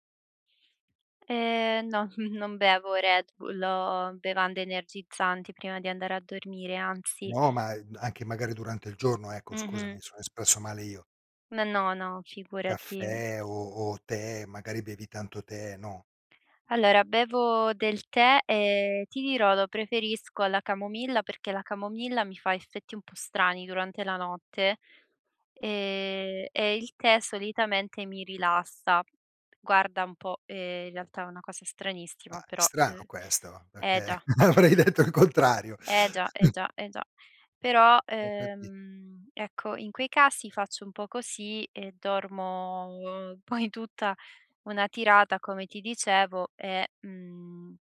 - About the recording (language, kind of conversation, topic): Italian, advice, Sonno irregolare e stanchezza durante il giorno
- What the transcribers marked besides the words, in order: other background noise; chuckle; laughing while speaking: "avrei detto il contrario"; chuckle; laughing while speaking: "poi"